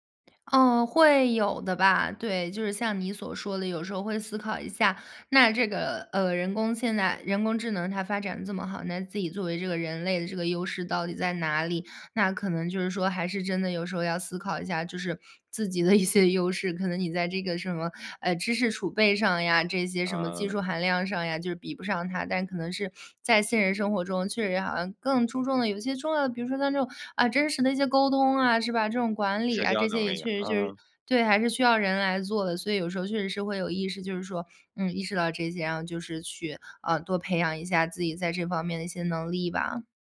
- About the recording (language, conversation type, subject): Chinese, podcast, 当爱情与事业发生冲突时，你会如何取舍？
- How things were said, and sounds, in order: laughing while speaking: "一些"